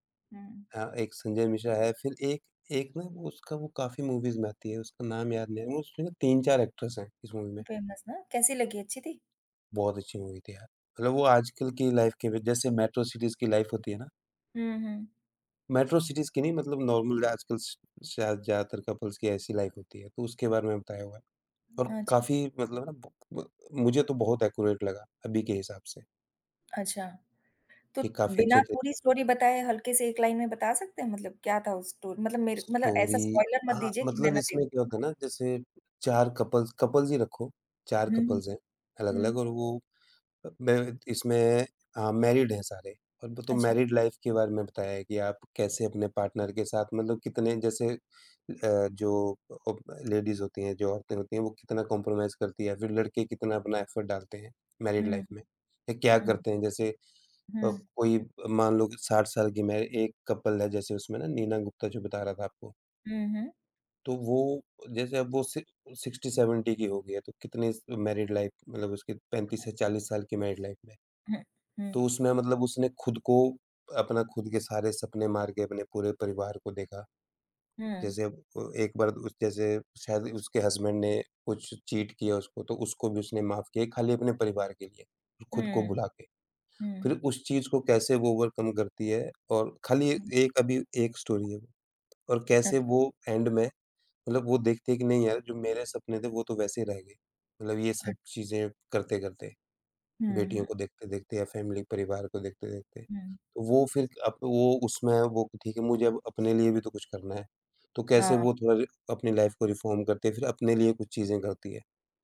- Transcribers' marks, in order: in English: "मूवीज़"; in English: "एक्ट्रेस"; in English: "मूवी"; in English: "फेमस"; in English: "लाइफ"; in English: "मेट्रो सिटीज़"; in English: "लाइफ"; in English: "मेट्रो सिटीज़"; in English: "नॉर्मल"; in English: "कपल्स"; in English: "लाइफ"; in English: "एक्यूरेट"; in English: "स्टोरी"; in English: "लाइन"; in English: "स्टोरी"; other background noise; in English: "स्टोरी"; in English: "स्पॉइलर"; in English: "कपल्स कपल्स"; in English: "कपल्स"; in English: "मैरिड"; in English: "मैरिड लाइफ"; in English: "पार्टनर"; in English: "लेडीज़"; tapping; in English: "कंप्रोमाइज़"; in English: "एफर्ट"; in English: "मैरिड लाइफ"; in English: "कपल"; in English: "सिक्सटी सेवेंटी"; in English: "मैरिड लाइफ"; in English: "मैरिड लाइफ"; in English: "हसबैंड"; in English: "चीट"; in English: "ओवरकम"; in English: "स्टोरी"; in English: "एंड"; in English: "फैमिली"; in English: "लाइफ"; in English: "रिफॉर्म"
- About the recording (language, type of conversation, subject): Hindi, unstructured, आपने आखिरी बार कौन-सी फ़िल्म देखकर खुशी महसूस की थी?